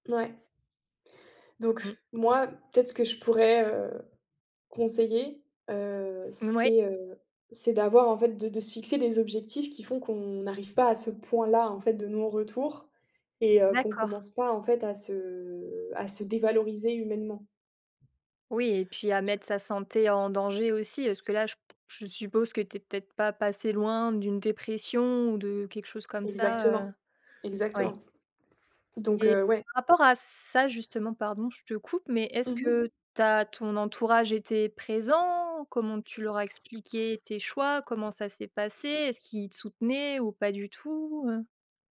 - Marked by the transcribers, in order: tapping; drawn out: "se"
- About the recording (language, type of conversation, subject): French, podcast, Comment gères-tu le dilemme entre sécurité financière et passion ?